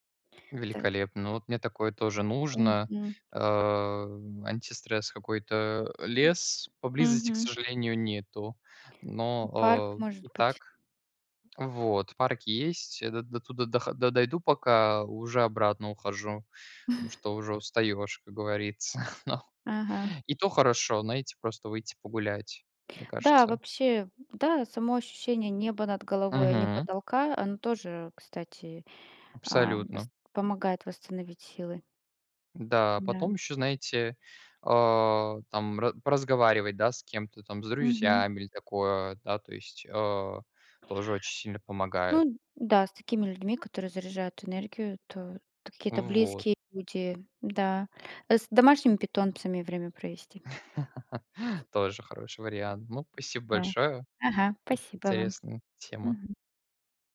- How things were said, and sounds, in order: tapping; drawn out: "э"; other noise; chuckle; laugh; other background noise
- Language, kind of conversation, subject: Russian, unstructured, Какие привычки помогают тебе оставаться продуктивным?